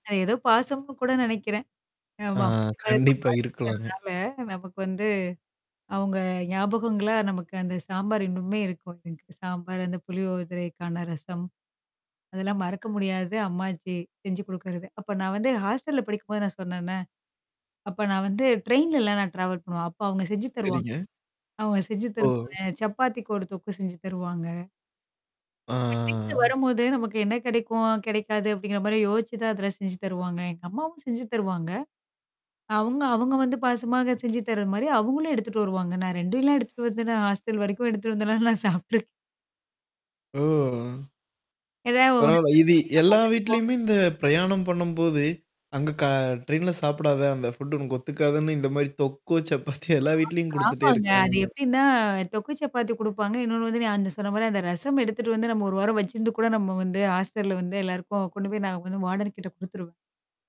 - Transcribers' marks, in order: static; distorted speech; unintelligible speech; in English: "ஹாஸ்டல்ல"; in English: "ட்ராவல்"; in English: "ஹாஸ்டல்"; drawn out: "ஓ!"; unintelligible speech; tapping; in English: "ஃபுட்"; laughing while speaking: "தொக்கும் சப்பாத்தியும்"; in English: "ஹாஸ்டல்ல"; in English: "வார்டன்"
- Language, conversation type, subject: Tamil, podcast, உங்கள் தனிப்பட்ட வாழ்க்கைப் பயணத்தில் உணவு எப்படி ஒரு கதையாக அமைந்தது?